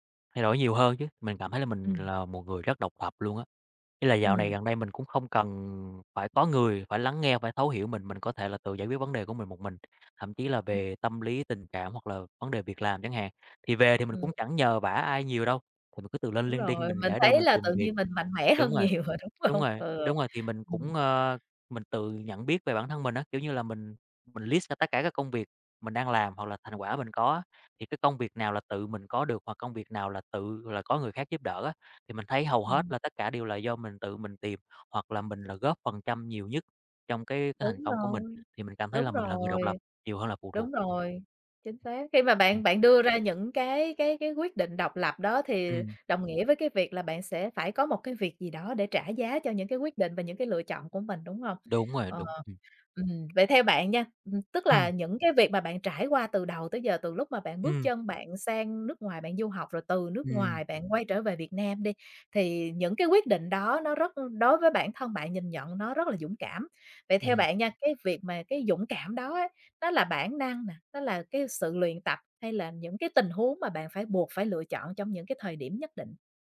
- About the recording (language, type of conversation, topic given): Vietnamese, podcast, Bạn có thể kể về lần bạn đã dũng cảm nhất không?
- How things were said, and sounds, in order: other background noise; tapping; laughing while speaking: "nhiều rồi, đúng hông?"